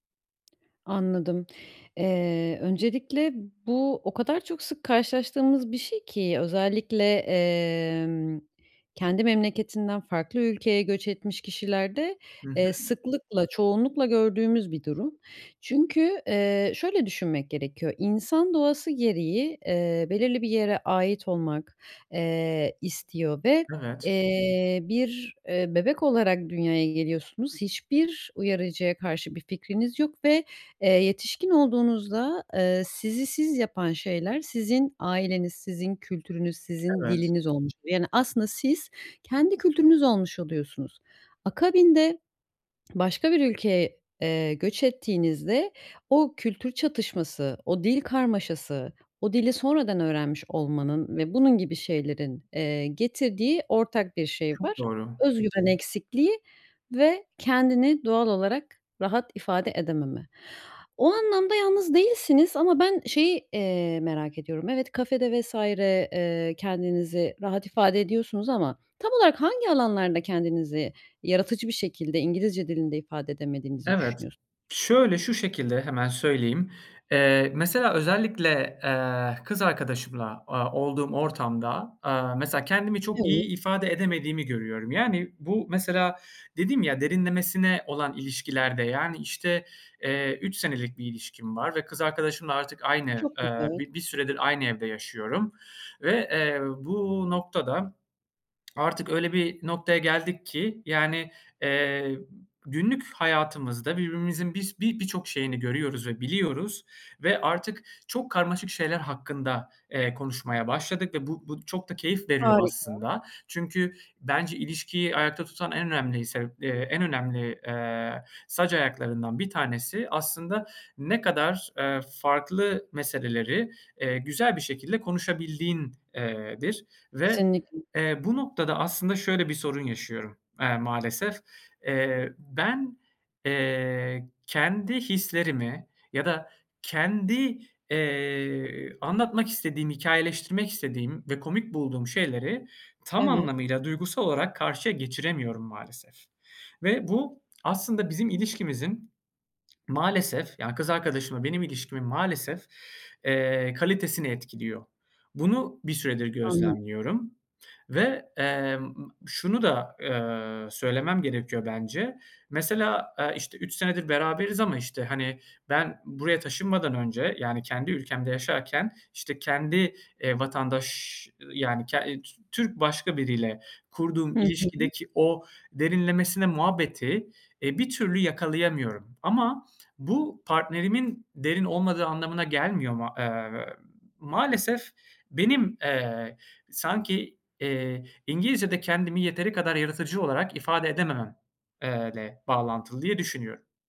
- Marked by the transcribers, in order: tapping; other background noise; lip smack; lip smack; lip smack
- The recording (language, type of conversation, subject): Turkish, advice, Kendimi yaratıcı bir şekilde ifade etmekte neden zorlanıyorum?